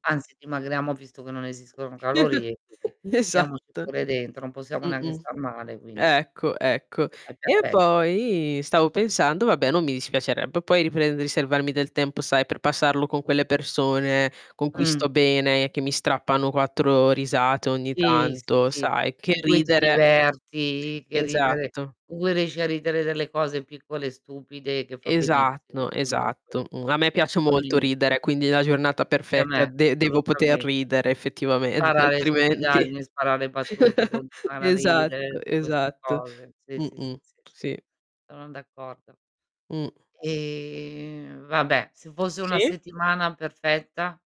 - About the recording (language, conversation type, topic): Italian, unstructured, Preferiresti avere una giornata perfetta ogni mese o una settimana perfetta ogni anno?
- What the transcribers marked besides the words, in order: tapping; chuckle; other background noise; distorted speech; static; "Esatto" said as "esatno"; chuckle; drawn out: "Ehm"